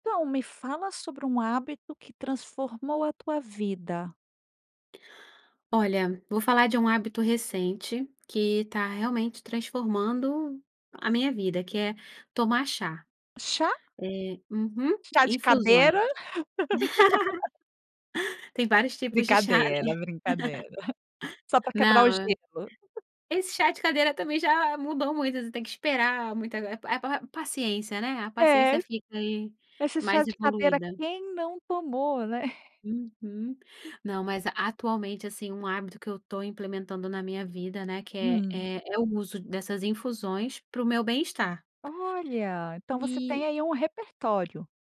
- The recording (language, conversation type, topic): Portuguese, podcast, Qual foi um hábito que transformou a sua vida?
- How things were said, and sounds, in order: laugh; chuckle; giggle; giggle; other noise